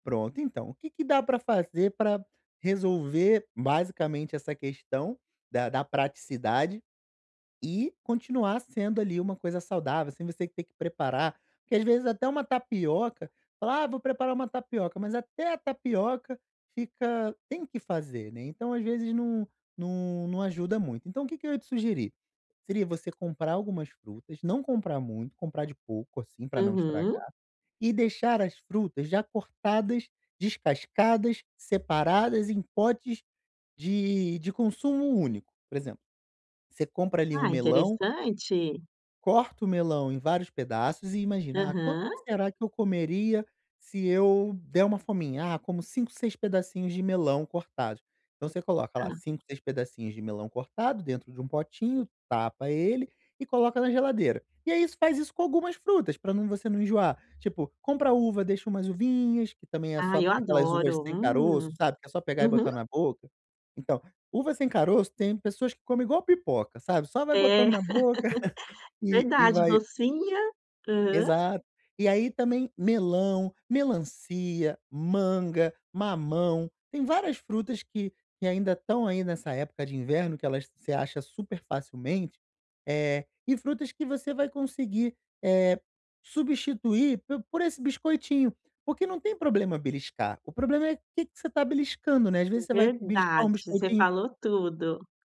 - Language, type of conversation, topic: Portuguese, advice, Como posso planejar minha alimentação e controlar os beliscos ao longo do dia?
- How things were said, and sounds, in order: other noise; chuckle